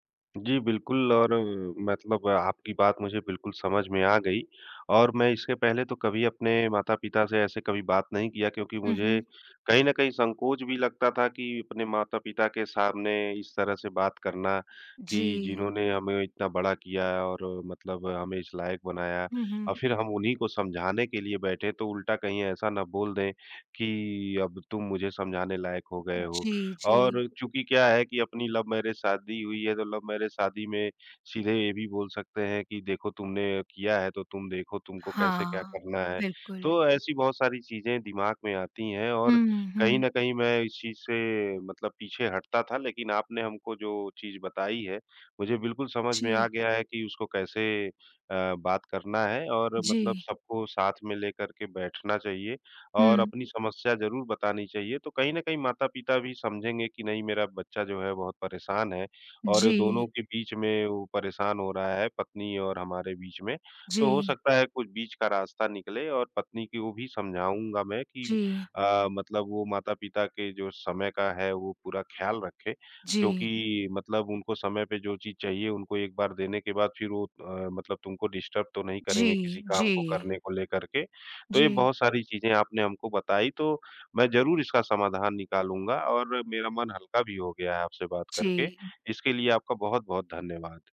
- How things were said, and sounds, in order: in English: "लव मैरिज"; in English: "लव मैरिज"; in English: "डिस्टर्ब"
- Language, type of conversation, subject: Hindi, advice, शादी के बाद जीवनशैली बदलने पर माता-पिता की आलोचना से आप कैसे निपट रहे हैं?
- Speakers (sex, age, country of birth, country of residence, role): female, 50-54, India, India, advisor; male, 40-44, India, India, user